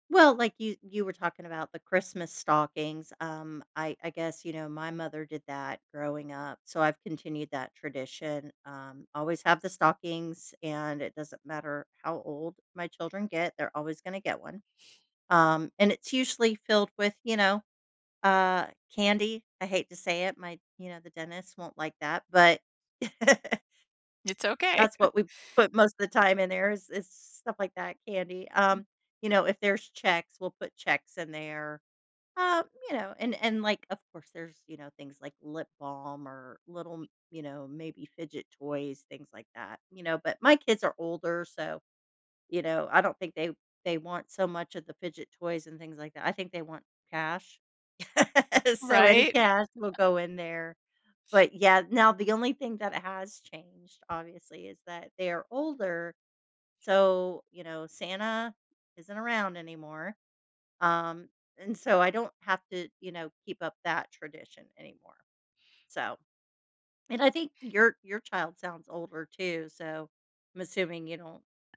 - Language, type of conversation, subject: English, unstructured, How have your family traditions and roles changed over time, and what helps you stay connected today?
- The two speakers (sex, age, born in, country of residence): female, 50-54, United States, United States; female, 65-69, United States, United States
- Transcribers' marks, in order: other background noise; laugh; chuckle; laugh; laugh; tapping